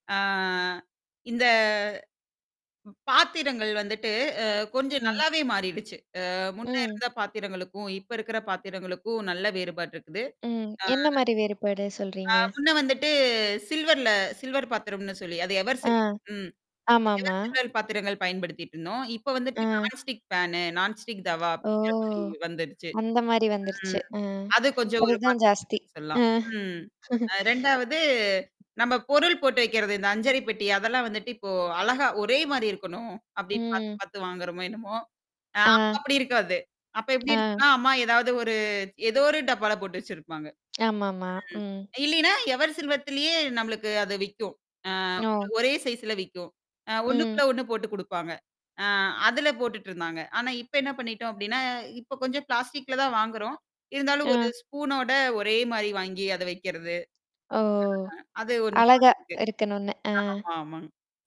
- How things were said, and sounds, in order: drawn out: "அ இந்த"; distorted speech; other background noise; in English: "சில்வர்ல சில்வர்"; in English: "எவர் சில்"; in English: "எவர் சில்வர்"; in English: "நான் ஸ்டிக் பேனு நான் ஸ்டிக்"; in Hindi: "தவா"; drawn out: "ஓ"; laughing while speaking: "அ"; tapping; in English: "எவர் சில்வர்திலே"; in English: "ஸ்பூனோட"; drawn out: "ஓ"
- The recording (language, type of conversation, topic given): Tamil, podcast, கடந்த சில ஆண்டுகளில் உங்கள் அலமாரி எப்படி மாறியிருக்கிறது?